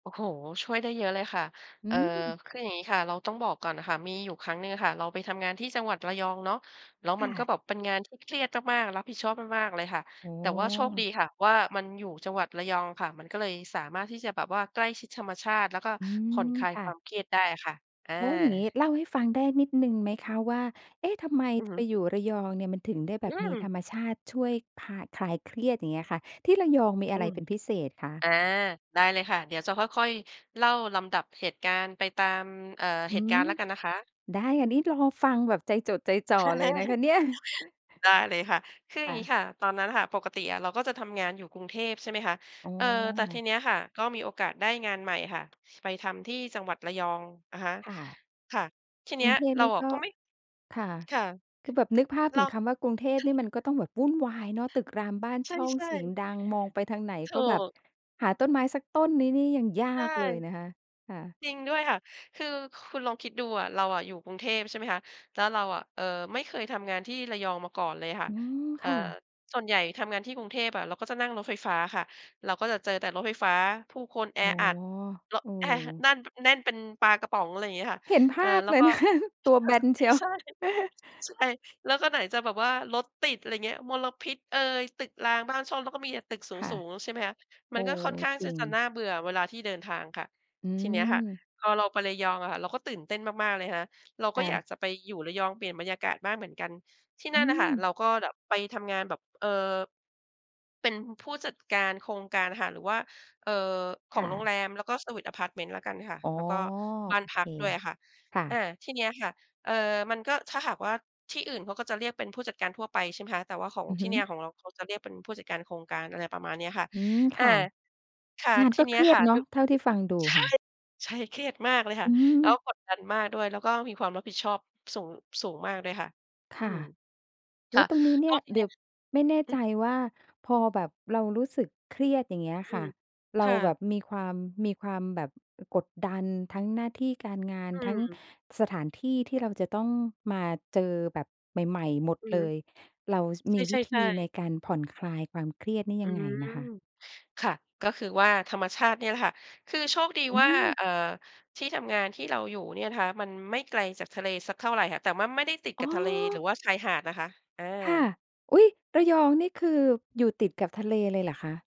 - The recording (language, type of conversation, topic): Thai, podcast, ธรรมชาติช่วยให้คุณผ่อนคลายได้อย่างไร?
- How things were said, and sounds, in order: "ธรรมชาติ" said as "ชำมะชาด"; chuckle; tapping; laughing while speaking: "ค่ะ ใช่ ใช่ ใช่"; laughing while speaking: "คะ"; chuckle